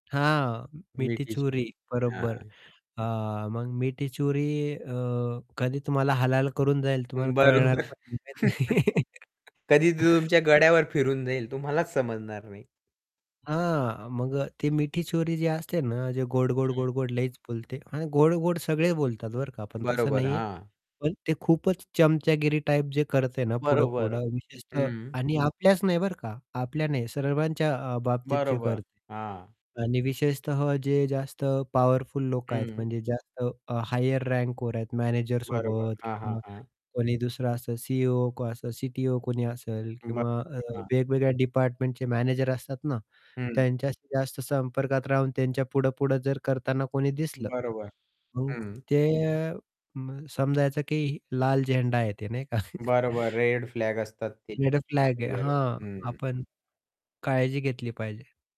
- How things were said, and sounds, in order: static; laughing while speaking: "बरोबर"; chuckle; distorted speech; laugh; tapping; chuckle; other background noise
- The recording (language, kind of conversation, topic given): Marathi, podcast, ऑफिसमधील राजकारण प्रभावीपणे कसे हाताळावे?